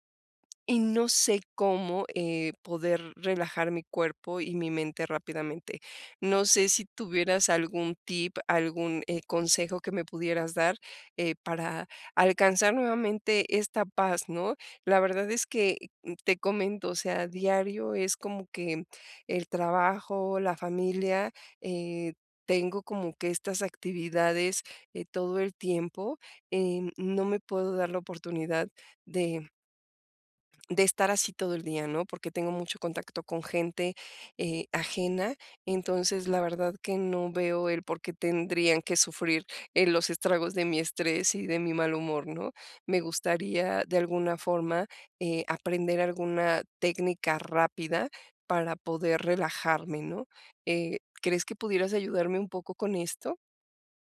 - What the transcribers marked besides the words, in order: tapping
- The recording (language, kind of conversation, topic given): Spanish, advice, ¿Cómo puedo relajar el cuerpo y la mente rápidamente?